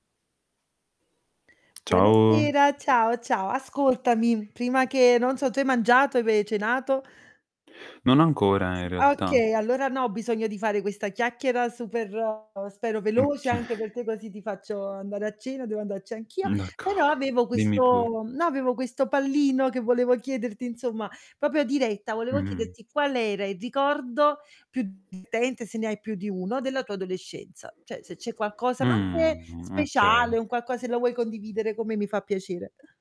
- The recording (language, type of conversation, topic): Italian, unstructured, Qual è il ricordo più divertente della tua adolescenza?
- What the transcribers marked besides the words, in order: static; tapping; distorted speech; other background noise; other noise; laughing while speaking: "mhche"; "Okay" said as "mhche"; laughing while speaking: "D'accordo"; "proprio" said as "popio"; "Cioè" said as "ceh"